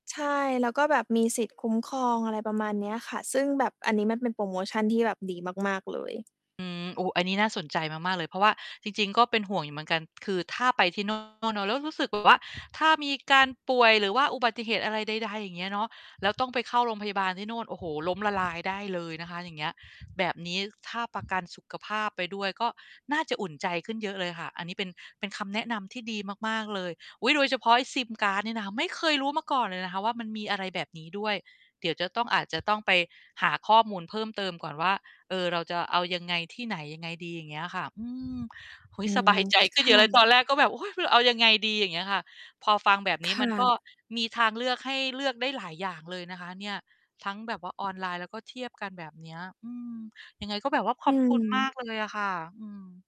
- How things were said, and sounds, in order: distorted speech; mechanical hum
- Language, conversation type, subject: Thai, advice, ฉันจะช็อปปิ้งออนไลน์อย่างไรให้ปลอดภัยและคุ้มค่ามากขึ้น?